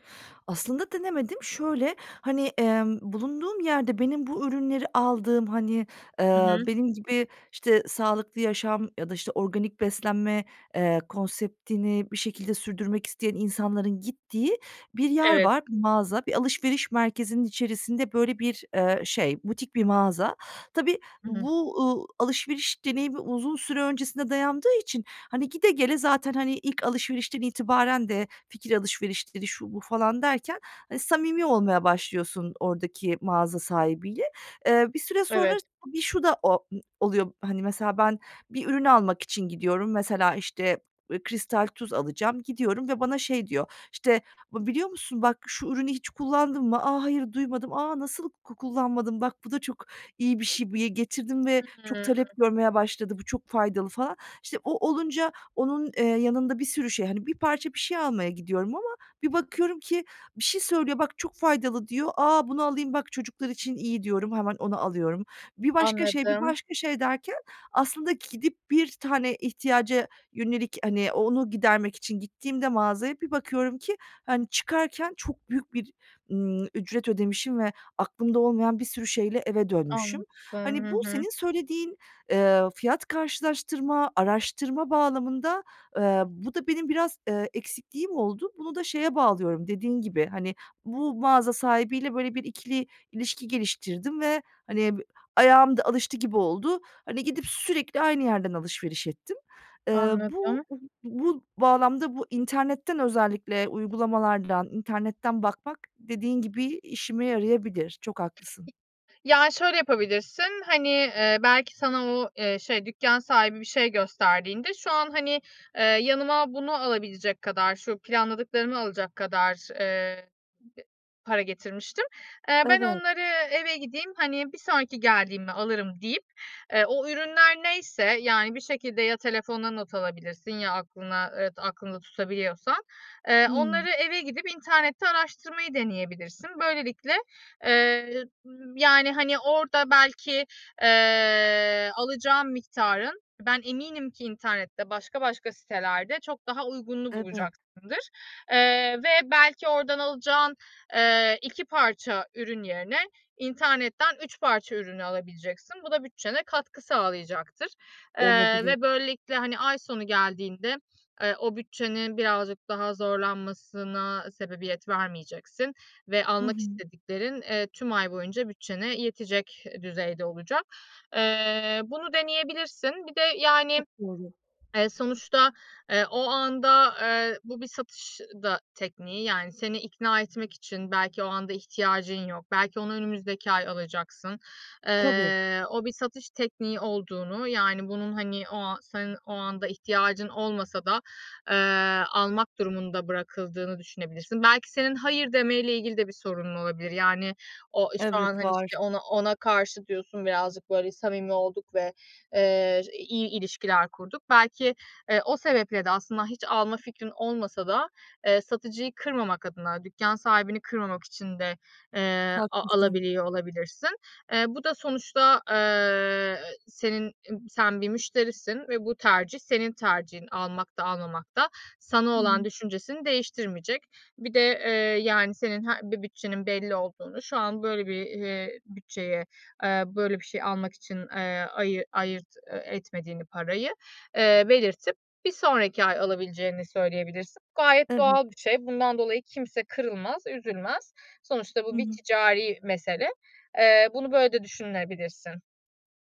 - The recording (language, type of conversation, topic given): Turkish, advice, Bütçem kısıtlıyken sağlıklı alışverişi nasıl daha kolay yapabilirim?
- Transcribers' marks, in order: tapping; other background noise